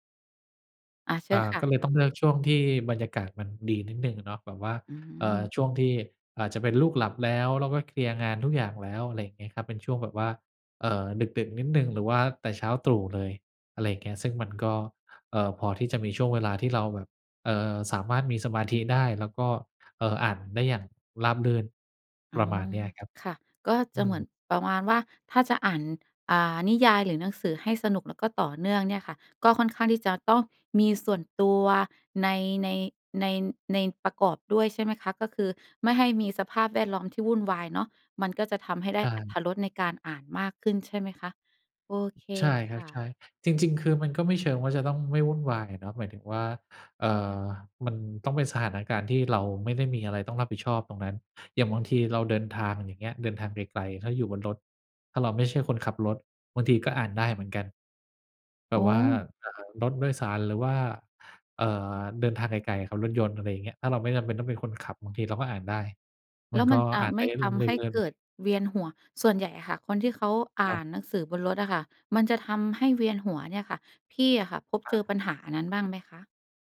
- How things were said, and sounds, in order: tapping; unintelligible speech
- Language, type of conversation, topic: Thai, podcast, บอกเล่าช่วงที่คุณเข้าโฟลว์กับงานอดิเรกได้ไหม?